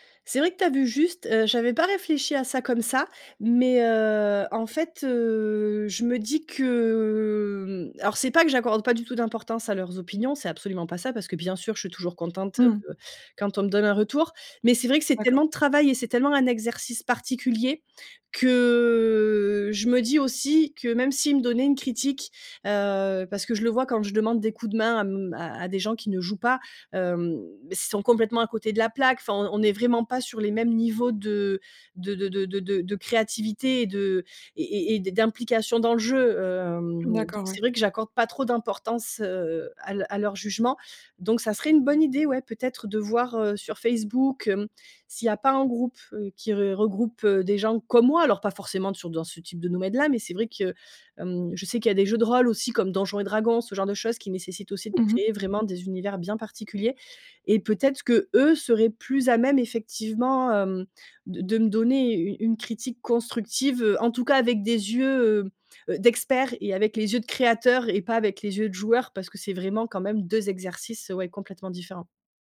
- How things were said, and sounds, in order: other background noise; stressed: "qu'eux"; stressed: "créateurs"
- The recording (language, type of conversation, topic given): French, advice, Comment le perfectionnisme t’empêche-t-il de terminer tes projets créatifs ?